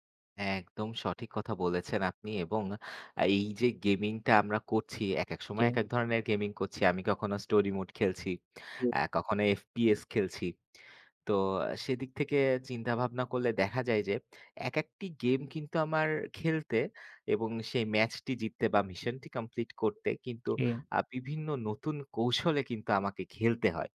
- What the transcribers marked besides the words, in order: unintelligible speech; lip smack; lip smack; tapping
- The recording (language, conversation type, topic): Bengali, unstructured, গেমিং কি আমাদের সৃজনশীলতাকে উজ্জীবিত করে?